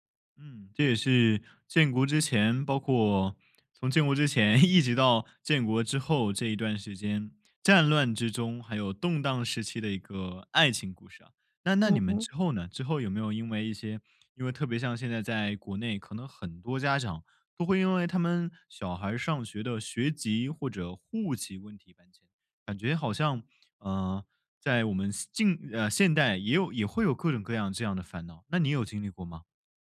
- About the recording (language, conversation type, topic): Chinese, podcast, 你们家有过迁徙或漂泊的故事吗？
- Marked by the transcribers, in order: laughing while speaking: "一直到"